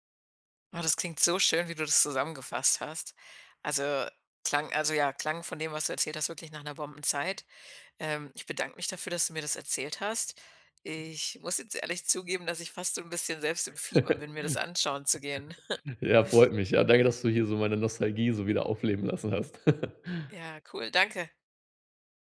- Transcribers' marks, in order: laugh; joyful: "Ja, freut mich. Ja, danke … aufleben lassen hast"; chuckle; laugh
- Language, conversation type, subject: German, podcast, Was war deine bedeutendste Begegnung mit Einheimischen?